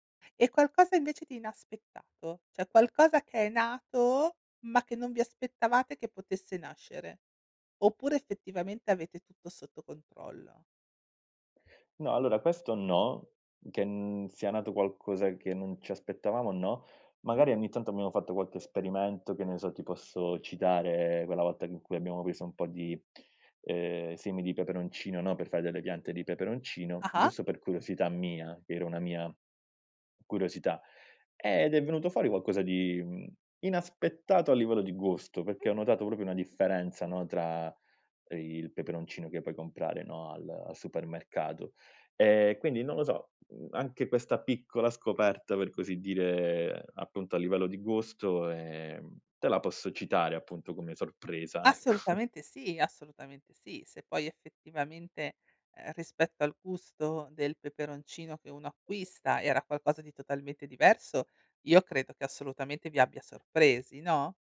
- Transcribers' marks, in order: "cioè" said as "ceh"; tapping; "proprio" said as "propio"; laughing while speaking: "ecco"; other background noise
- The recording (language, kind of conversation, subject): Italian, podcast, Qual è un'esperienza nella natura che ti ha fatto cambiare prospettiva?